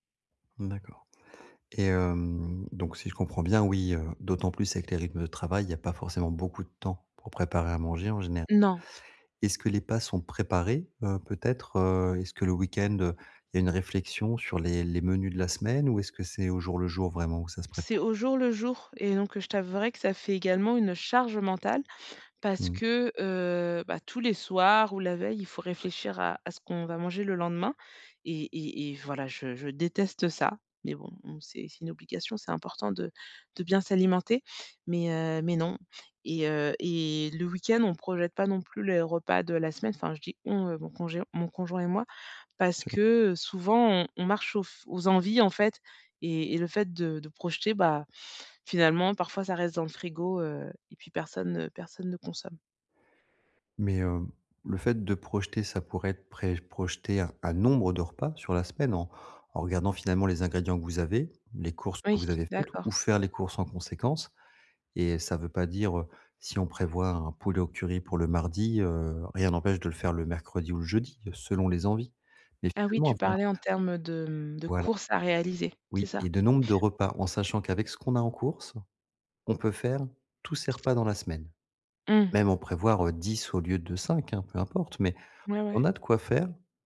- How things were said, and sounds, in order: tapping; other background noise
- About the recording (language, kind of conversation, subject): French, advice, Comment planifier mes repas quand ma semaine est surchargée ?